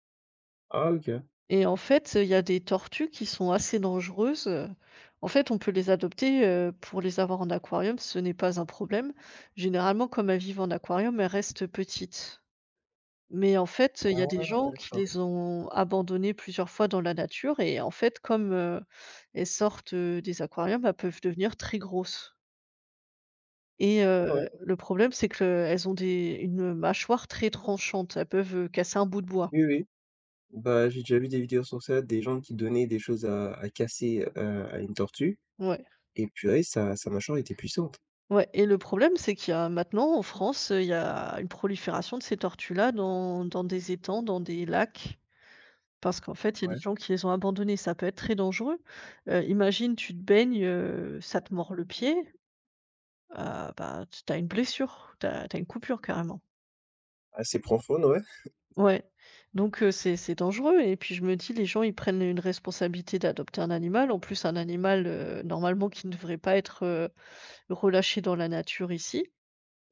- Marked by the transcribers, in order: tapping
- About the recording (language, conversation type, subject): French, unstructured, Qu’est-ce qui vous met en colère face à la chasse illégale ?